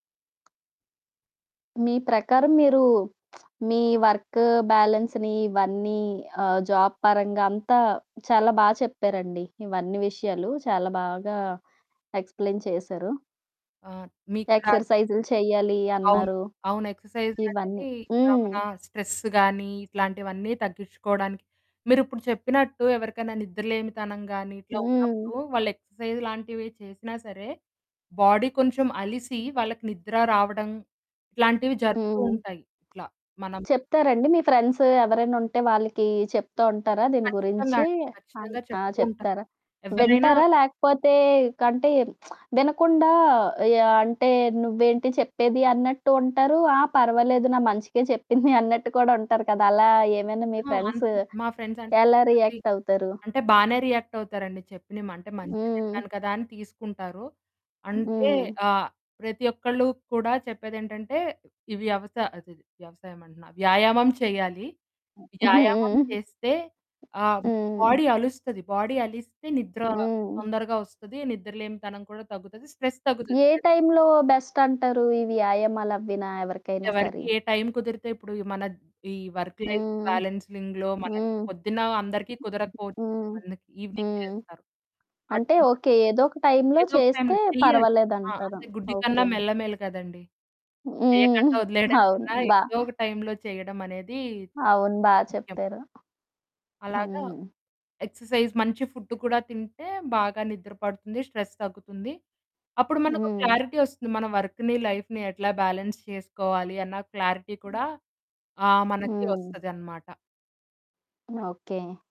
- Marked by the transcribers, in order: tapping; static; lip smack; in English: "వర్క్ బాలన్స్‌ని"; in English: "ఎక్స్‌ప్లెయిన్"; in English: "స్ట్రెస్"; in English: "ఎక్సర్సైజ్"; in English: "బాడీ"; other background noise; lip smack; chuckle; in English: "ఫ్రెండ్స్"; distorted speech; in English: "రియాక్ట్"; chuckle; in English: "బాడీ"; in English: "బాడీ"; in English: "స్ట్రెస్"; in English: "స్ట్రెస్"; in English: "బెస్ట్"; in English: "వర్క్ లైఫ్ బాలెన్సిలింగ్‌లో"; in English: "ఈవెనింగ్"; chuckle; in English: "ఎక్సర్సైజ్"; in English: "స్ట్రెస్"; in English: "క్లారిటీ"; in English: "వర్క్‌ని, లైఫ్‌ని"; in English: "బ్యాలెన్స్"; in English: "క్లారిటీ"
- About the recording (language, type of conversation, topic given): Telugu, podcast, పని మరియు వ్యక్తిగత జీవితం మధ్య సమతుల్యాన్ని మీరు ఎలా నిలుపుకుంటారు?